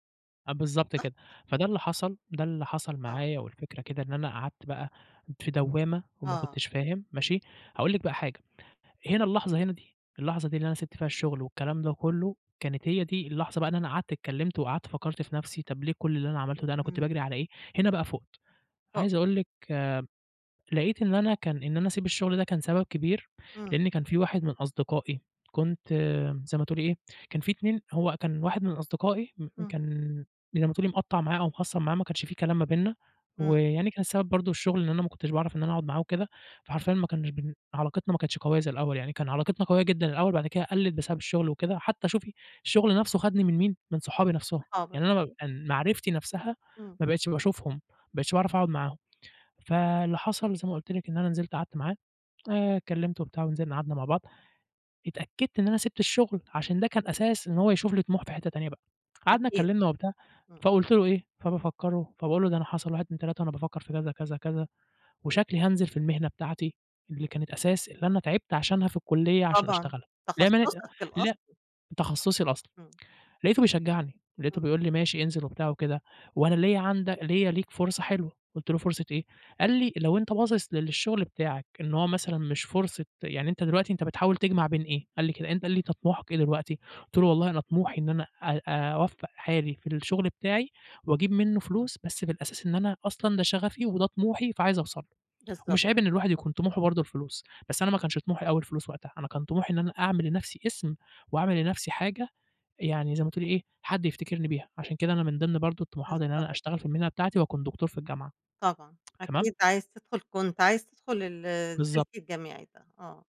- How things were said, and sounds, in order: other noise; tsk
- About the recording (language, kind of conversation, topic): Arabic, podcast, كيف أثّرت تجربة الفشل على طموحك؟